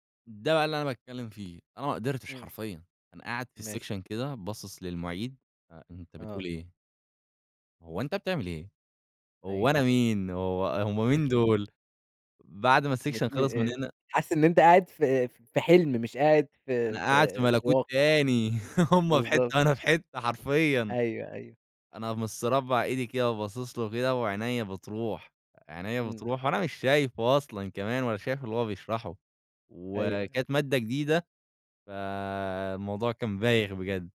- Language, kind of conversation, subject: Arabic, podcast, إزاي بتتعامل مع السهر والموبايل قبل النوم؟
- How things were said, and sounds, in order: in English: "section"; chuckle; in English: "الsection"; laughing while speaking: "هم في حتة أنا في حتة حرفيwا"